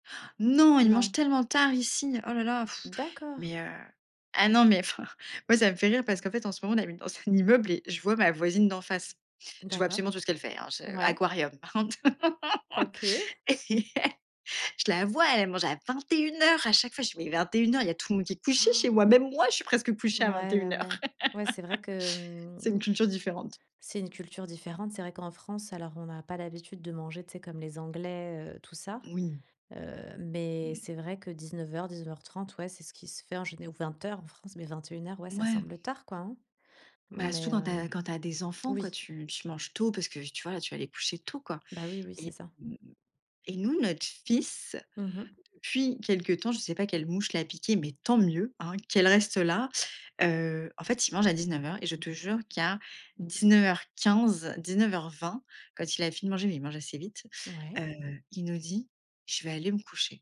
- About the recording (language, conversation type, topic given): French, podcast, Comment maintenir une routine quand on a une famille ?
- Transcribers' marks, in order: laughing while speaking: "enfin"; laugh; laughing while speaking: "Et"; tapping; laugh; stressed: "tant mieux"